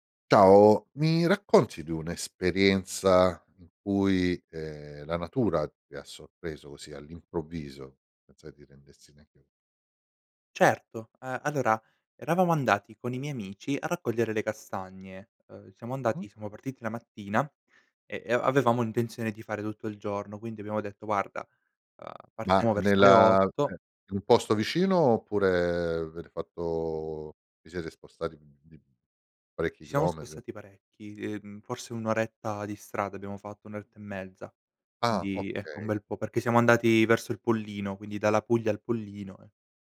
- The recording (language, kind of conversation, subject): Italian, podcast, Raccontami un’esperienza in cui la natura ti ha sorpreso all’improvviso?
- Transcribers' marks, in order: "cioè" said as "ceh"